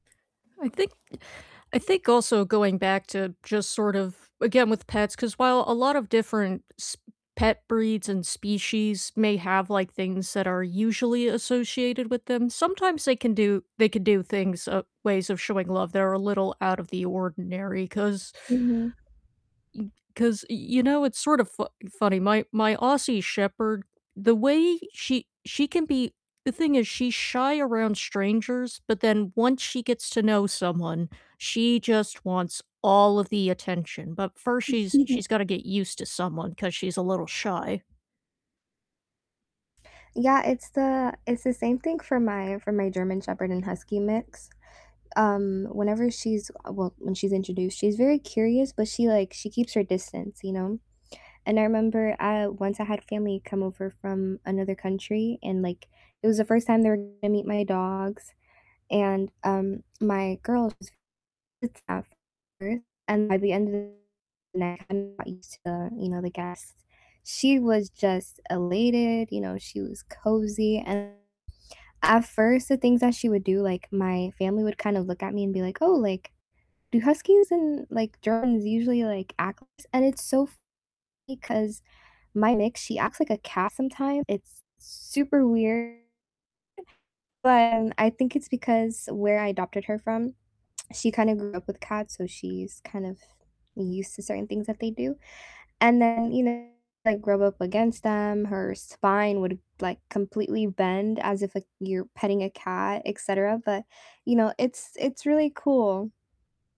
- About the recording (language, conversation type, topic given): English, unstructured, How do pets show their owners that they love them?
- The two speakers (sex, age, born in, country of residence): female, 20-24, United States, United States; female, 30-34, United States, United States
- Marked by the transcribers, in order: distorted speech; static; chuckle; unintelligible speech